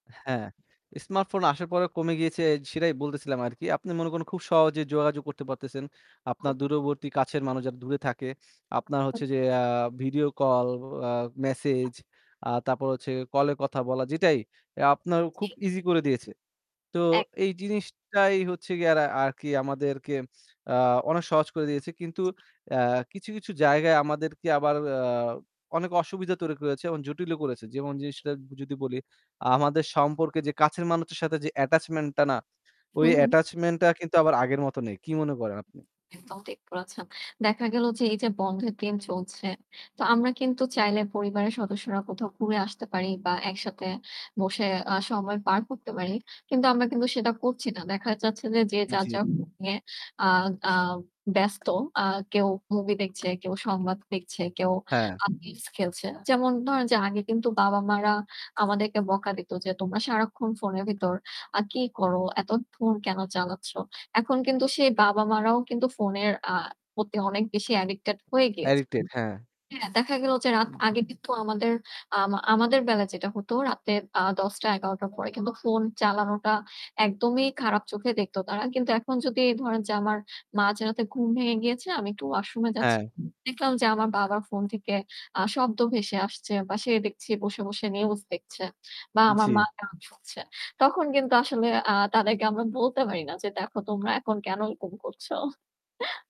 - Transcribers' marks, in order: unintelligible speech; other background noise; distorted speech; static; unintelligible speech; chuckle
- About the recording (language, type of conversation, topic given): Bengali, unstructured, স্মার্টফোন কি আমাদের জীবনকে সহজ করেছে, নাকি আরও জটিল করে তুলেছে?